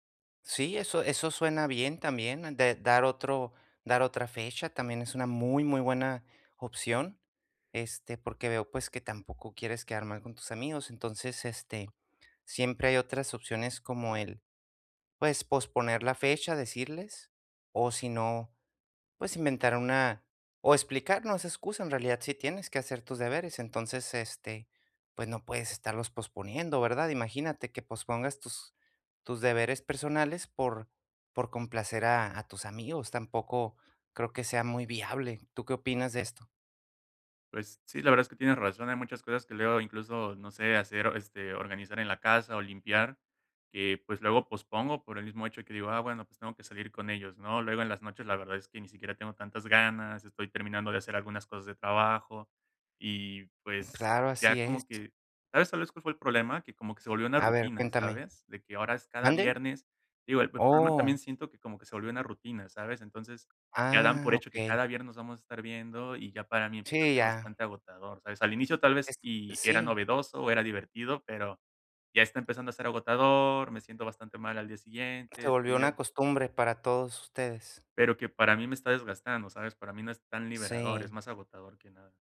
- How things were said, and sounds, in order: tapping
- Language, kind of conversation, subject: Spanish, advice, ¿Cómo puedo equilibrar salir con amigos y tener tiempo a solas?